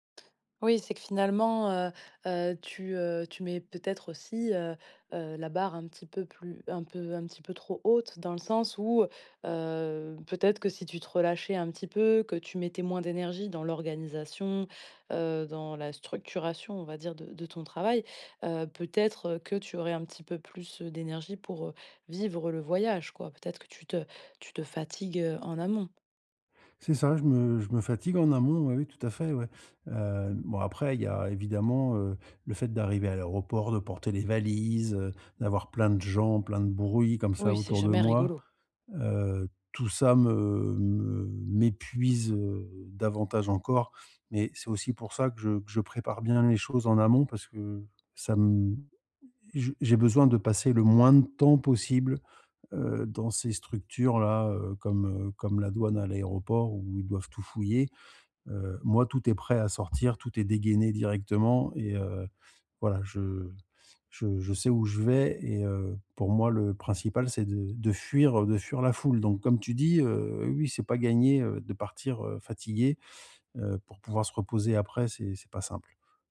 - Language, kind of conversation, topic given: French, advice, Comment gérer la fatigue et les imprévus en voyage ?
- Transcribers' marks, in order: tapping